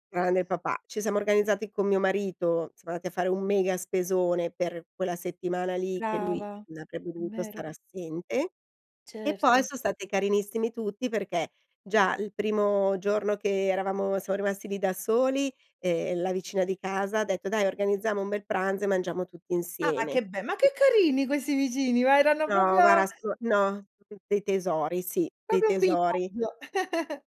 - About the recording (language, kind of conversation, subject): Italian, podcast, Quali piccoli gesti di vicinato ti hanno fatto sentire meno solo?
- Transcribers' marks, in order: joyful: "ma che carini questi vicini! Ma erano proprio"; other background noise; giggle